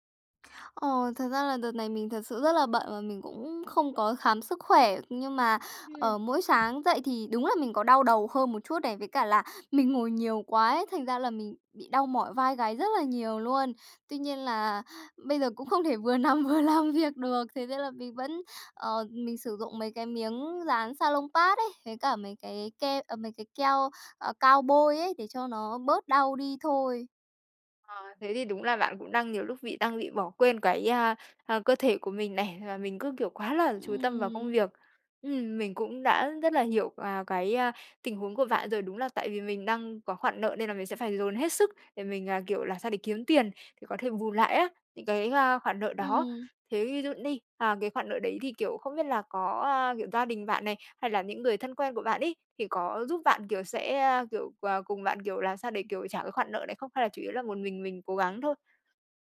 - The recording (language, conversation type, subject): Vietnamese, advice, Làm sao tôi có thể nghỉ ngơi mà không cảm thấy tội lỗi khi còn nhiều việc chưa xong?
- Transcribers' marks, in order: other background noise; tapping; laughing while speaking: "nằm vừa làm việc được"